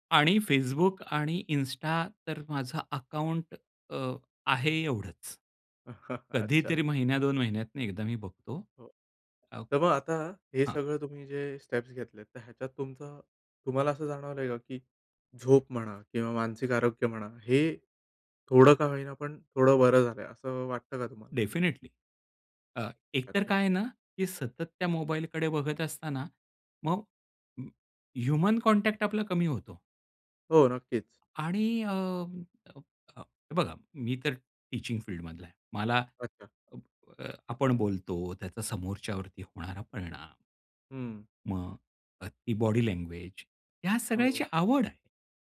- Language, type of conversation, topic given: Marathi, podcast, डिजिटल विराम घेण्याचा अनुभव तुमचा कसा होता?
- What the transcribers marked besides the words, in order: chuckle; in English: "स्टेप्स"; other background noise; in English: "डेफिनेटली"; in English: "ह्यूमन कॉन्टॅक्ट"; in English: "टीचिंग फील्डमधला"; in English: "बॉडी लँग्वेज"